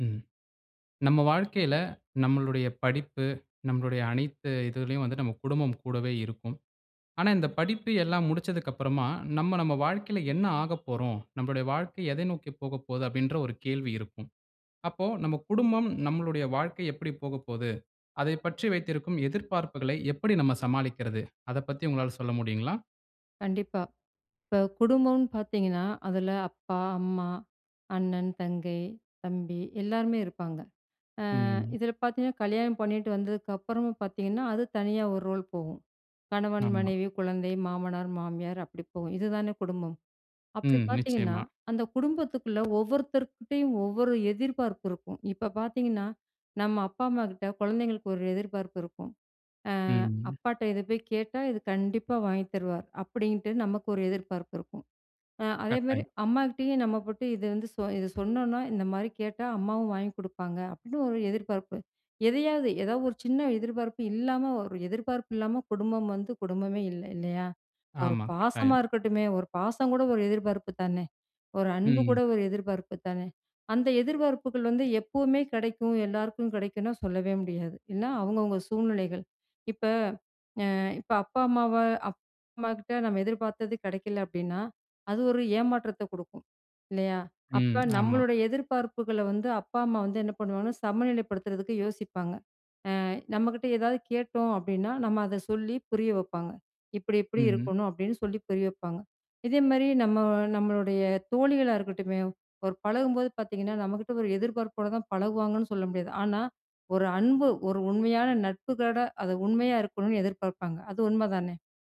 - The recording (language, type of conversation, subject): Tamil, podcast, குடும்பம் உங்கள் தொழில்வாழ்க்கை குறித்து வைத்திருக்கும் எதிர்பார்ப்புகளை நீங்கள் எப்படி சமாளிக்கிறீர்கள்?
- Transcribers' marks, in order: "இதுலயும்" said as "இதுலியும்"; "பாத்ததீங்கன்னா" said as "பாதீனா"; other background noise; "வைப்பாங்க" said as "வப்பாங்க"; "வைப்பாங்க" said as "வப்பாங்க"; "நட்புகளோட" said as "நட்புகட"; "உண்மை" said as "உண்ம"